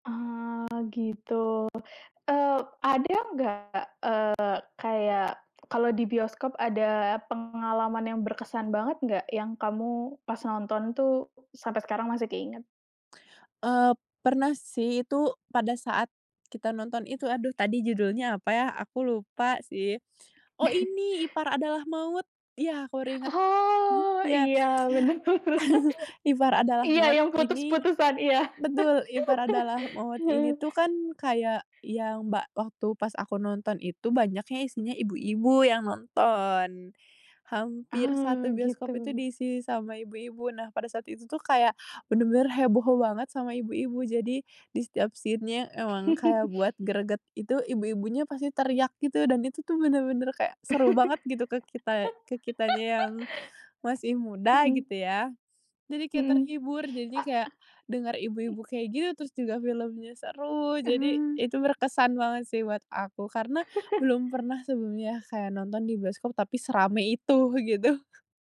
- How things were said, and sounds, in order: chuckle; background speech; chuckle; laughing while speaking: "bener bener"; laugh; in English: "scene-nya"; chuckle; laugh; chuckle; other background noise; chuckle
- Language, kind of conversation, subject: Indonesian, podcast, Kamu lebih suka menonton di bioskop atau di rumah, dan kenapa?
- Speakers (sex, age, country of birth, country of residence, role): female, 20-24, Indonesia, Indonesia, guest; female, 30-34, Indonesia, Indonesia, host